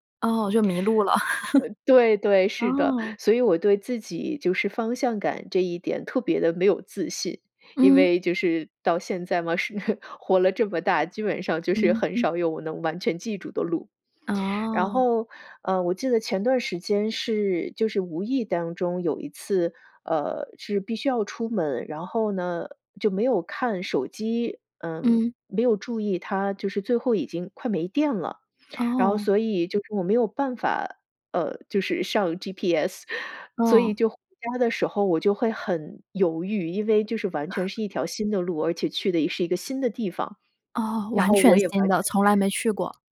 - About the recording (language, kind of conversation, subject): Chinese, podcast, 当直觉与逻辑发生冲突时，你会如何做出选择？
- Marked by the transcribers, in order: laugh; laughing while speaking: "是活"; other background noise; laugh